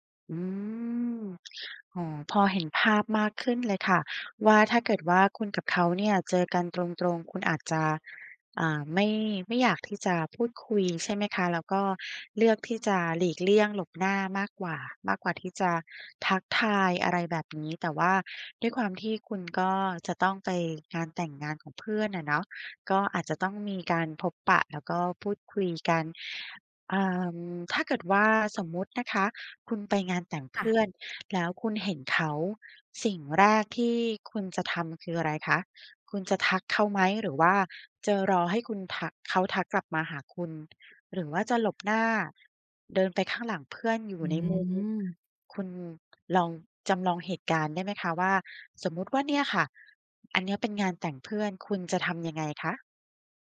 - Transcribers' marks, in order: none
- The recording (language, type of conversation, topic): Thai, advice, อยากเป็นเพื่อนกับแฟนเก่า แต่ยังทำใจไม่ได้ ควรทำอย่างไร?